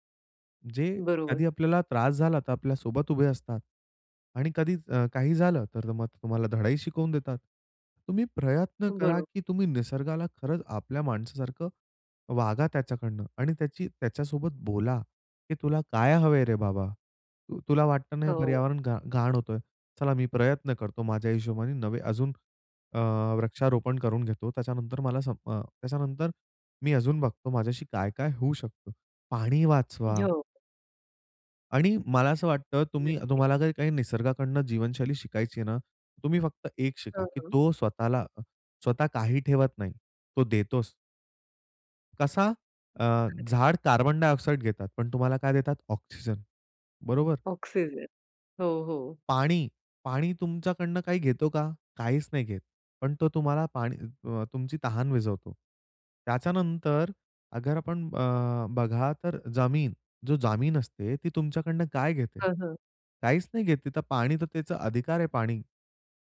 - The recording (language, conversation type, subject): Marathi, podcast, निसर्गाची साधी जीवनशैली तुला काय शिकवते?
- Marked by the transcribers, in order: other background noise; "जमीन" said as "जामीन"